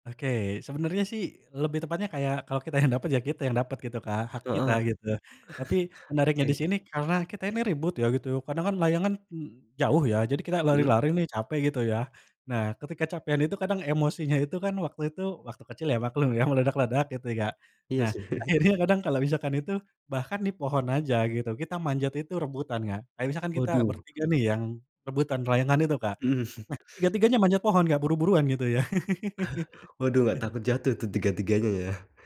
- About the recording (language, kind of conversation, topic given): Indonesian, podcast, Kenangan masa kecil apa yang masih sering terlintas di kepala?
- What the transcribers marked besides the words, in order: chuckle; tapping; chuckle; chuckle; chuckle; laugh